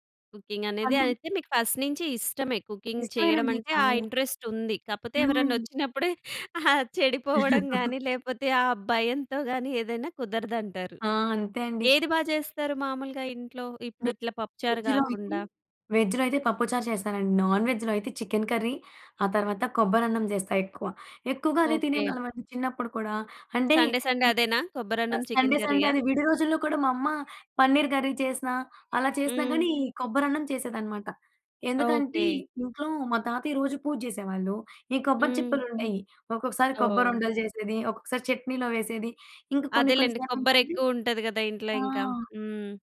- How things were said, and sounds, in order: in English: "కుకింగ్"; in English: "ఫస్ట్"; in English: "కుకింగ్"; chuckle; laughing while speaking: "ఆహ్! చెడిపోవడం గానీ, లేపోతే, ఆ భయంతో గానీ, ఏదైనా కుదరదంటారు"; in English: "వెజ్‌లో"; in English: "వెజ్‌లో"; in English: "నాన్‌వెజ్‌లో"; in English: "సండే, సండే"; in English: "సండే సండే"
- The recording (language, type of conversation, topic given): Telugu, podcast, మీకు వంట చేయడం ఆనందమా లేక బాధ్యతా?